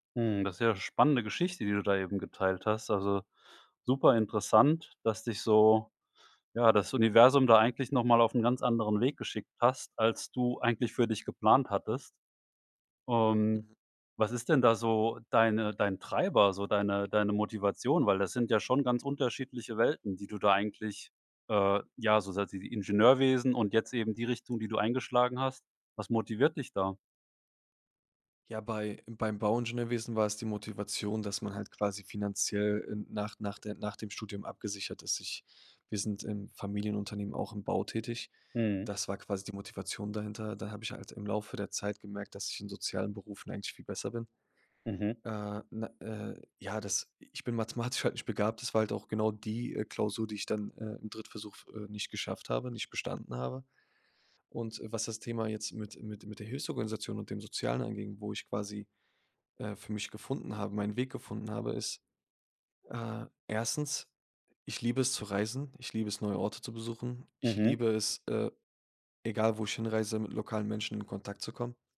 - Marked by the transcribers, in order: unintelligible speech; laughing while speaking: "mathematisch"
- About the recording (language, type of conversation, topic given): German, podcast, Was inspiriert dich beim kreativen Arbeiten?